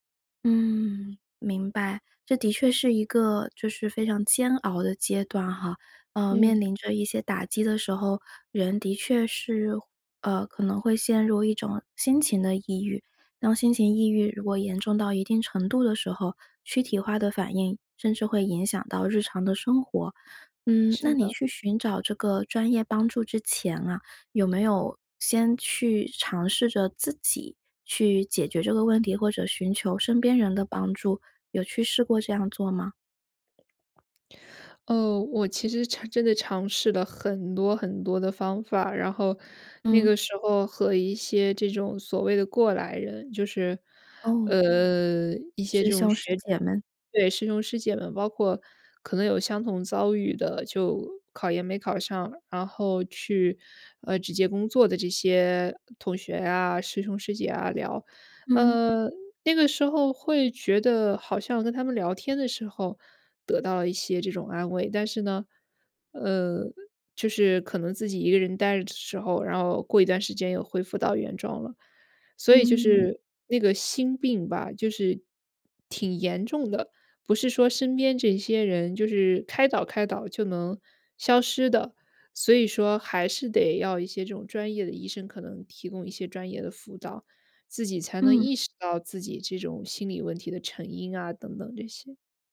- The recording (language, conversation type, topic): Chinese, podcast, 你怎么看待寻求专业帮助？
- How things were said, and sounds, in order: none